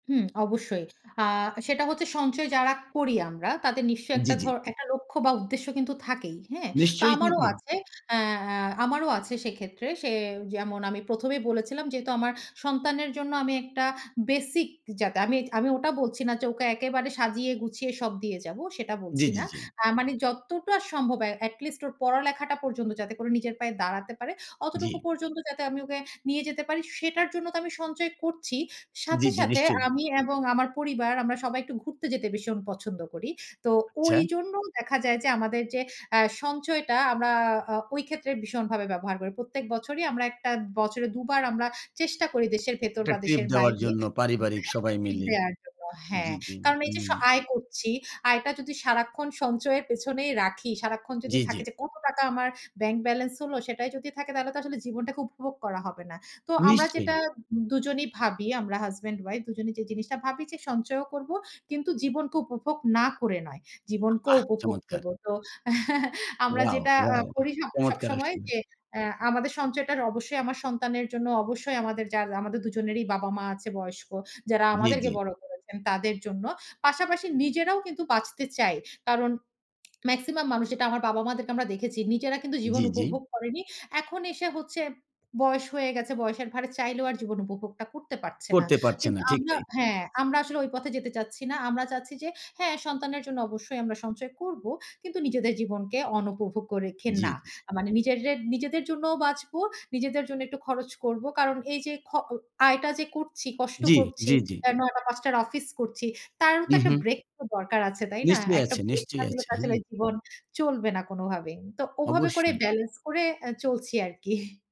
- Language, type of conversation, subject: Bengali, podcast, অর্থ নিয়ে আপনার বেশি ঝোঁক কোন দিকে—এখন খরচ করা, নাকি ভবিষ্যতের জন্য সঞ্চয় করা?
- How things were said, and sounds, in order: other background noise; unintelligible speech; unintelligible speech; chuckle; lip smack